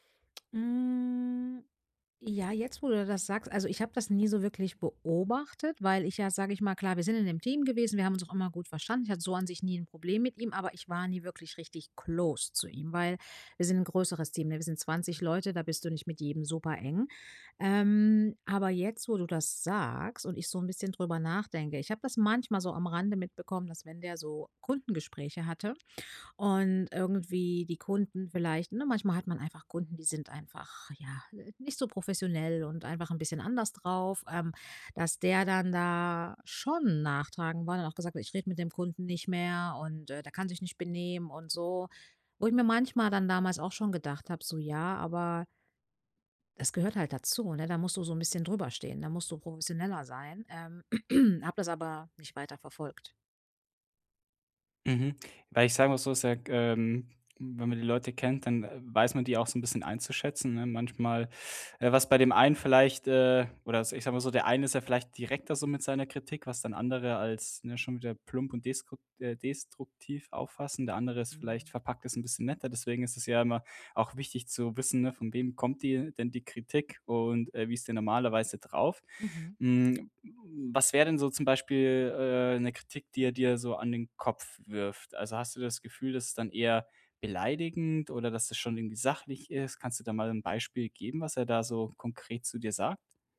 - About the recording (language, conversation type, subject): German, advice, Woran erkenne ich, ob Kritik konstruktiv oder destruktiv ist?
- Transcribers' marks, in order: drawn out: "Hm"; stressed: "beobachtet"; in English: "close"; throat clearing; other noise